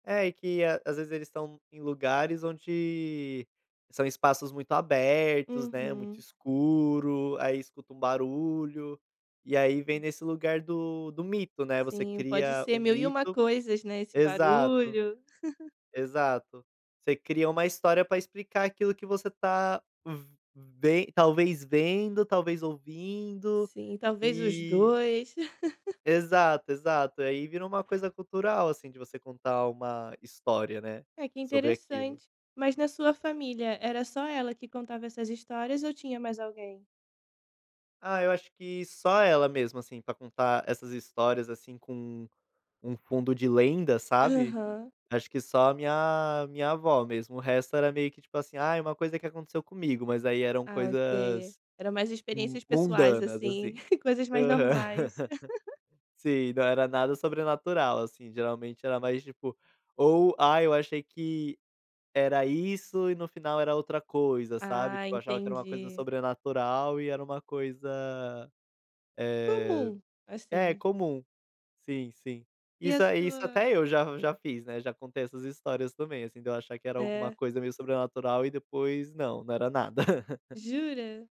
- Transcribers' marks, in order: laugh; laugh
- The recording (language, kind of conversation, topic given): Portuguese, podcast, Você se lembra de alguma história ou mito que ouvia quando criança?